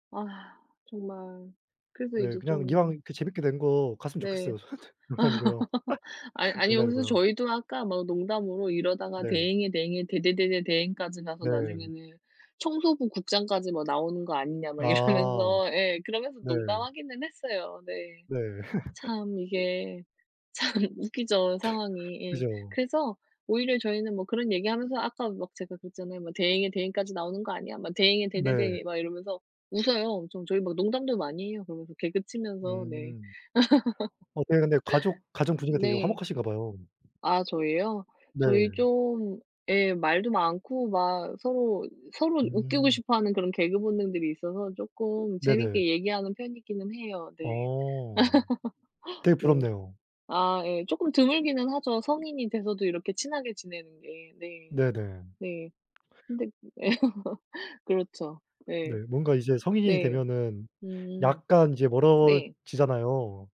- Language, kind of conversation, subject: Korean, unstructured, 정치 이야기를 하면서 좋았던 경험이 있나요?
- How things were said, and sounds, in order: laugh; laughing while speaking: "저한테"; laugh; tapping; laughing while speaking: "이러면서"; laughing while speaking: "참"; laugh; laugh; laugh; laughing while speaking: "예"; laugh; other background noise